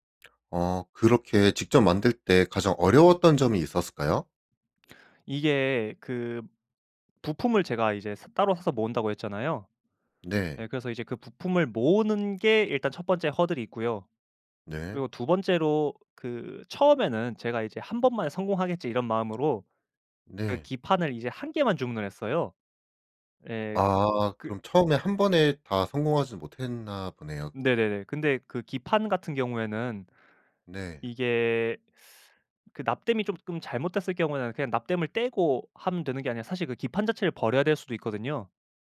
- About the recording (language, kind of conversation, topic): Korean, podcast, 취미를 오래 유지하는 비결이 있다면 뭐예요?
- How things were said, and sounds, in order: other background noise; tapping; teeth sucking